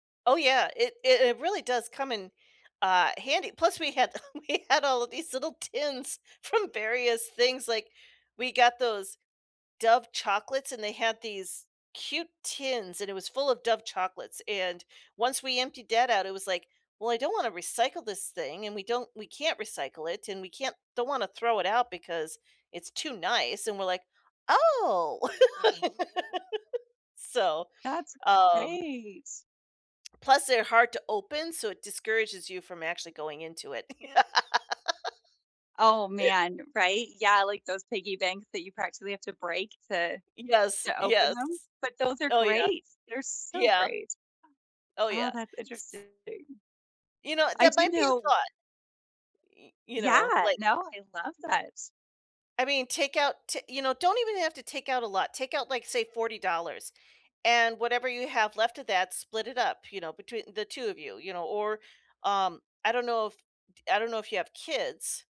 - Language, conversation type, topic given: English, unstructured, How do you balance short-term wants with long-term needs?
- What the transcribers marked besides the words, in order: laughing while speaking: "we had all of these little tins from various"; laugh; laugh; other background noise